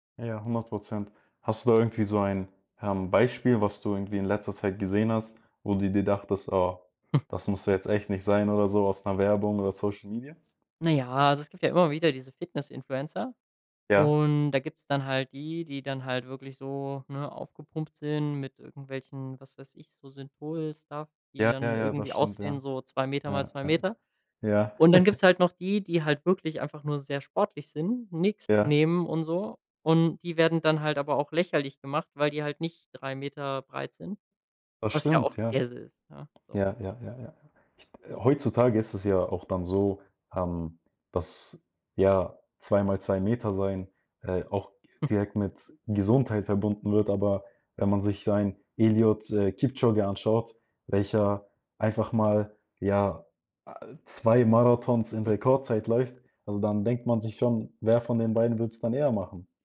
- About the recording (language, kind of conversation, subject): German, podcast, Wie beeinflussen Influencer deiner Meinung nach Schönheitsideale?
- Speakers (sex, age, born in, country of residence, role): male, 20-24, Germany, Germany, host; male, 25-29, Germany, Germany, guest
- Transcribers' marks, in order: other background noise; chuckle; in English: "Stuff"; giggle; tapping; snort